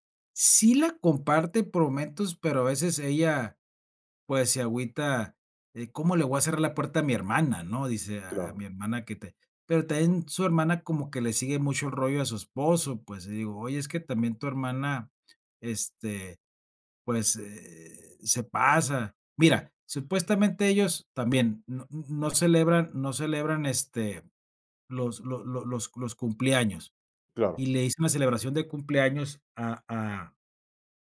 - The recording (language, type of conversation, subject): Spanish, advice, ¿Cómo puedo establecer límites con un familiar invasivo?
- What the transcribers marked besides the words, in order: tapping; other noise